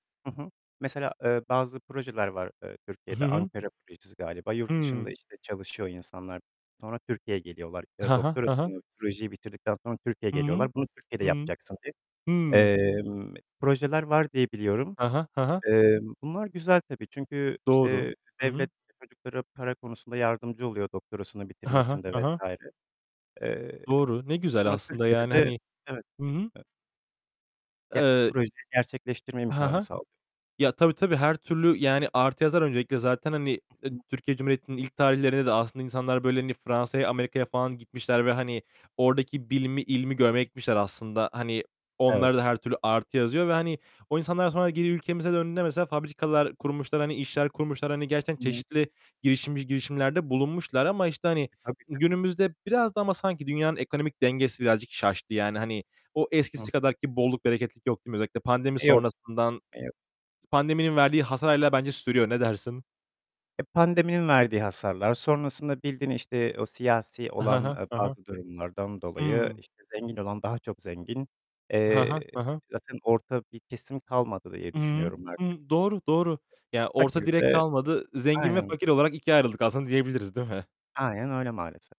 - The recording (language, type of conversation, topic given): Turkish, unstructured, Sence devletin genç girişimcilere destek vermesi hangi olumlu etkileri yaratır?
- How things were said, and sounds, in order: tapping; static; other background noise